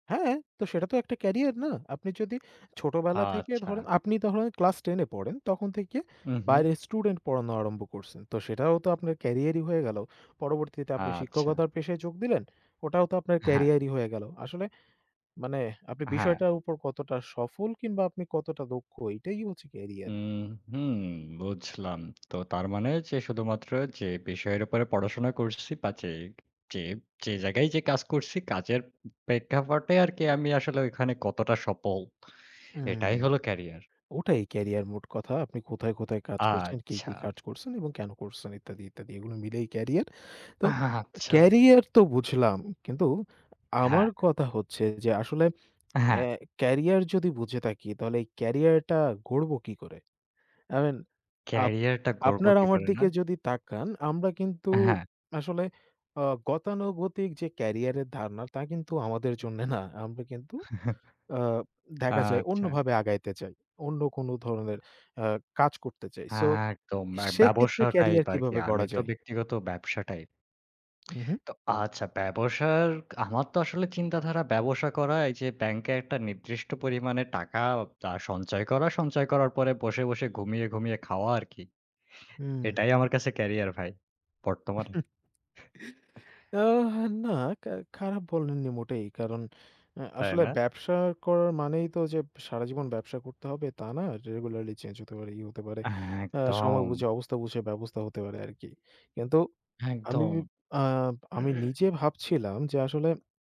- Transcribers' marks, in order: other background noise; drawn out: "আচ্ছা"; laughing while speaking: "আচ্ছা"; tapping; laughing while speaking: "না"; chuckle; lip trill; chuckle; put-on voice: "আহ না"; chuckle
- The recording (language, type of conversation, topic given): Bengali, unstructured, ক্যারিয়ারে সফল হতে সবচেয়ে জরুরি বিষয়টি কী?
- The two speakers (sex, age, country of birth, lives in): male, 20-24, Bangladesh, Bangladesh; male, 20-24, Bangladesh, Bangladesh